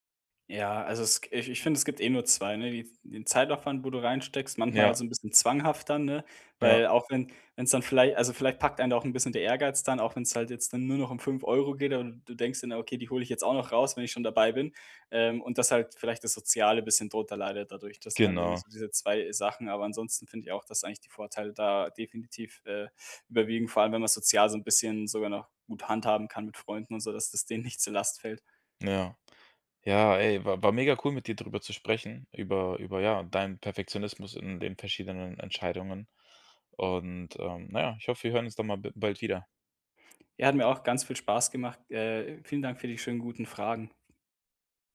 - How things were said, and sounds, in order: none
- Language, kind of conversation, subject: German, podcast, Welche Rolle spielt Perfektionismus bei deinen Entscheidungen?